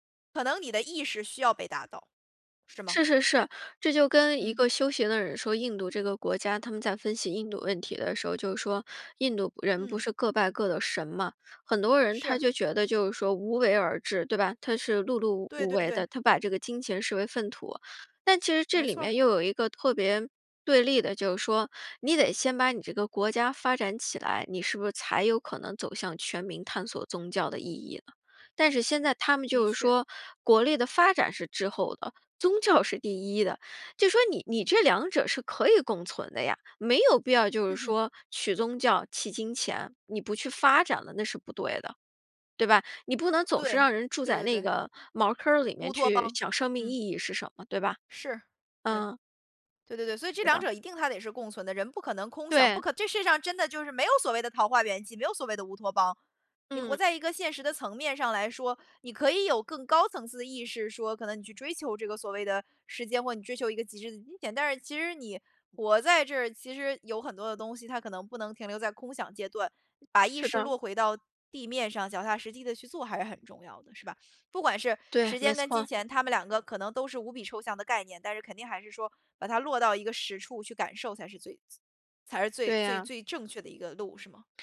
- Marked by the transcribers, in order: none
- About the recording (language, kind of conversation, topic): Chinese, podcast, 钱和时间，哪个对你更重要？